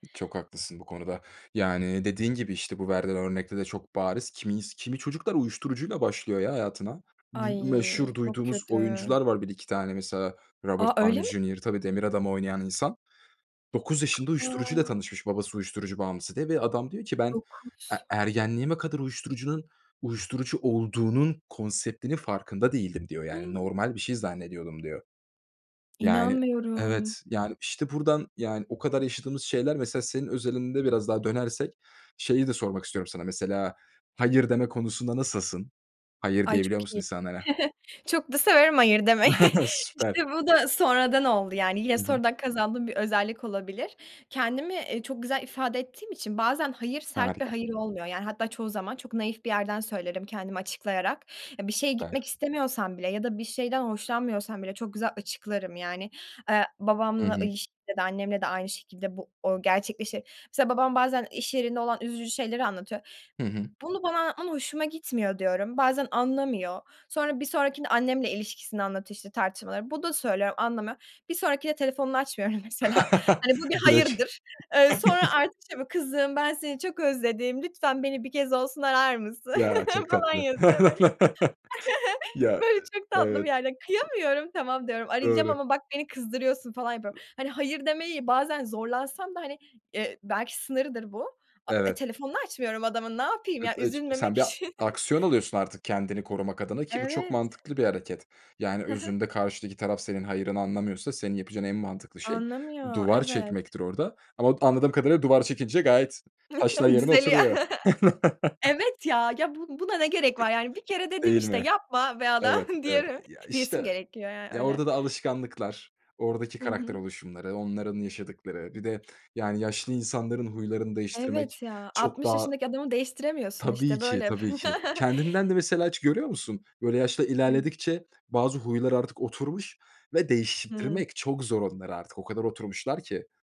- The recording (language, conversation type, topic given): Turkish, podcast, Destek verirken tükenmemek için ne yaparsın?
- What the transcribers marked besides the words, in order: sad: "Ay, çok kötü"; other background noise; surprised: "A, öyle mi?"; other noise; surprised: "İnanmıyorum!"; chuckle; unintelligible speech; laugh; laughing while speaking: "mesela"; tapping; chuckle; laughing while speaking: "falan yazıyor böyle"; chuckle; laugh; unintelligible speech; chuckle; chuckle; laughing while speaking: "Düzeliyor"; chuckle; laughing while speaking: "yapma be adam, diyelim"; chuckle